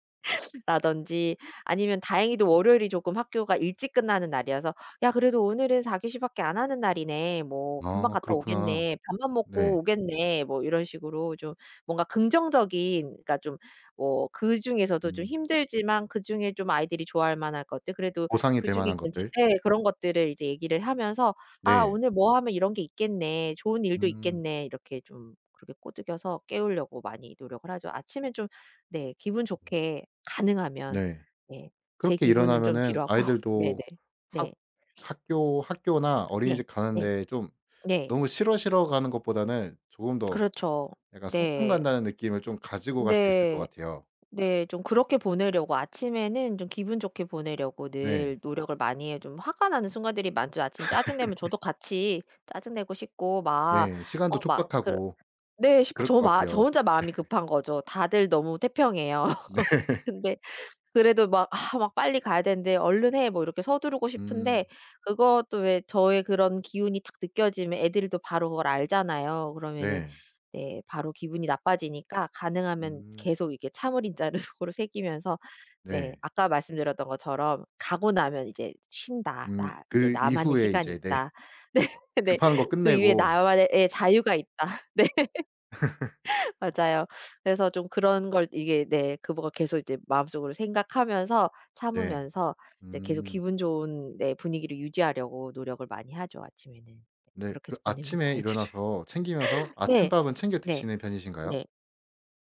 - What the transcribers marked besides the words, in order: laughing while speaking: "뒤로 하고"; sniff; other background noise; tapping; laugh; laugh; laughing while speaking: "네"; laughing while speaking: "인자를"; laughing while speaking: "네"; laughing while speaking: "네네"; laughing while speaking: "있다.' 네"; laugh; laughing while speaking: "애들을"
- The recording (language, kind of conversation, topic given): Korean, podcast, 아침 일과는 보통 어떻게 되세요?